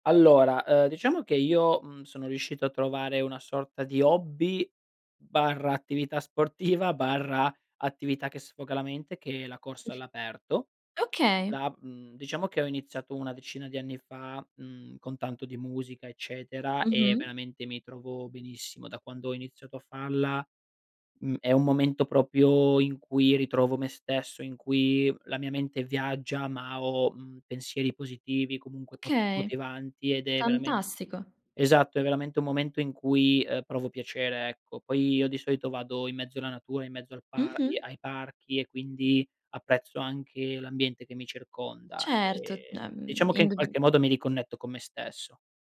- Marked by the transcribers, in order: laughing while speaking: "sportiva"; other background noise; "proprio" said as "propio"
- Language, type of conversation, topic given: Italian, podcast, Come bilanci lavoro e vita personale senza arrivare allo sfinimento?